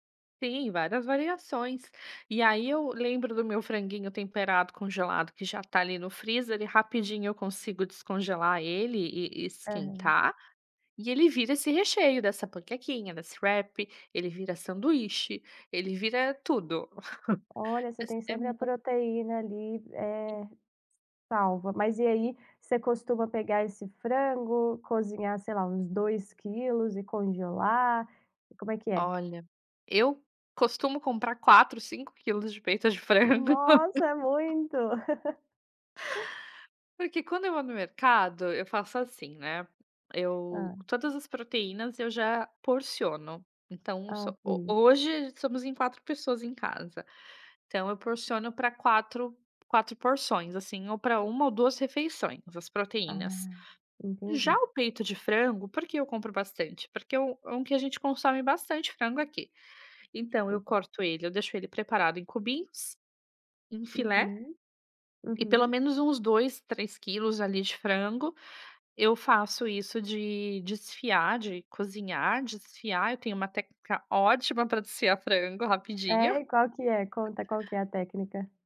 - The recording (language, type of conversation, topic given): Portuguese, podcast, O que você costuma cozinhar nos dias mais corridos?
- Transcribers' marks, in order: in English: "wrap"; chuckle; laugh; other noise